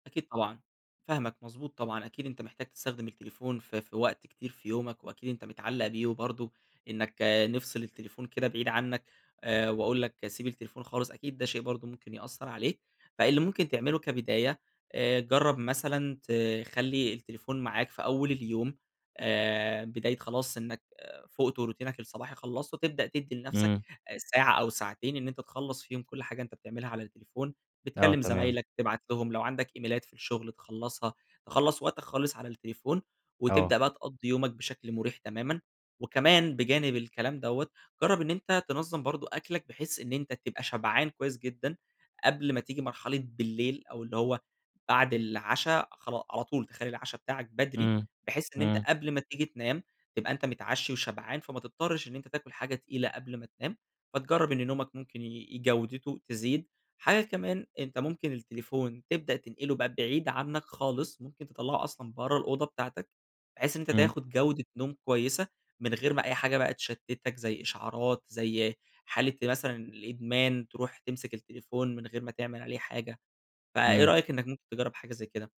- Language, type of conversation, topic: Arabic, advice, إزاي أحسّن نومي لو الشاشات قبل النوم والعادات اللي بعملها بالليل مأثرين عليه؟
- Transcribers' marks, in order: in English: "وروتينك"; in English: "إيميلات"